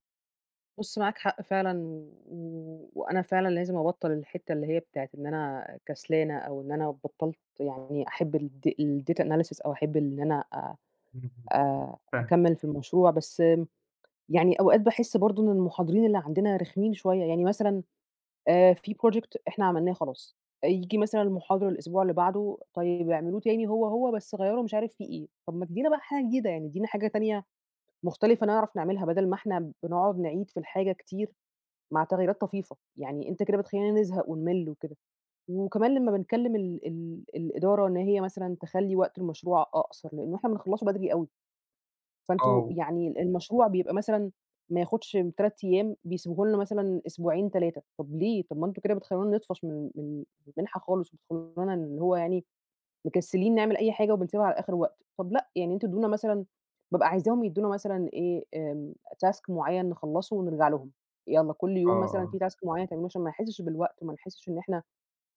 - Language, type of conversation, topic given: Arabic, advice, إزاي أقدر أتغلب على صعوبة إني أخلّص مشاريع طويلة المدى؟
- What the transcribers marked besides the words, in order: in English: "الdata analysis"; unintelligible speech; in English: "project"; in English: "task"; in English: "task"